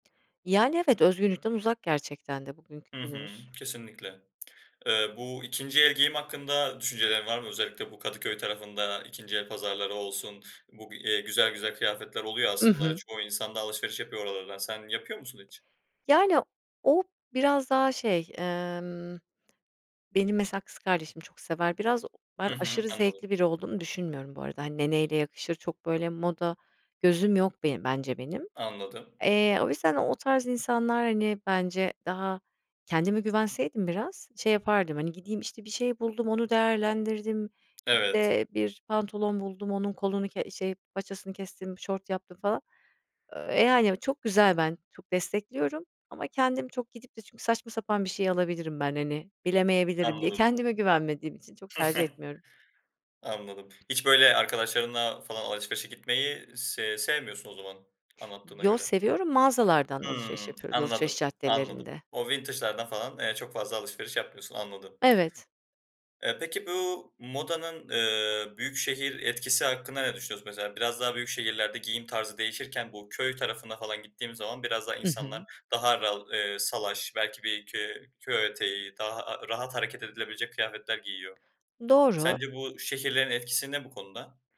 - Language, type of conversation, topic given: Turkish, podcast, Giyim tarzın yıllar içinde nasıl değişti?
- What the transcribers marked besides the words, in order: other background noise; tapping; chuckle; in English: "vintage'lardan"; "bu" said as "biu"